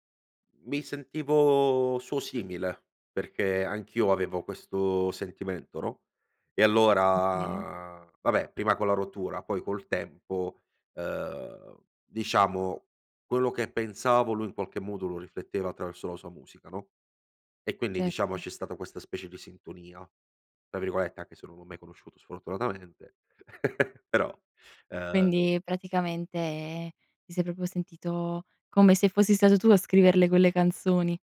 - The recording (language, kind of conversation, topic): Italian, podcast, C’è una canzone che ti ha accompagnato in un grande cambiamento?
- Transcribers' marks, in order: laugh; "proprio" said as "propio"